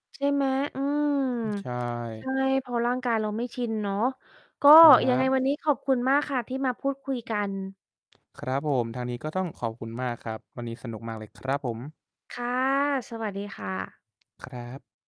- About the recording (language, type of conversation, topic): Thai, unstructured, คุณคิดว่าการเรียนรู้ทำอาหารมีประโยชน์กับชีวิตอย่างไร?
- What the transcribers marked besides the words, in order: distorted speech; stressed: "ครับผม"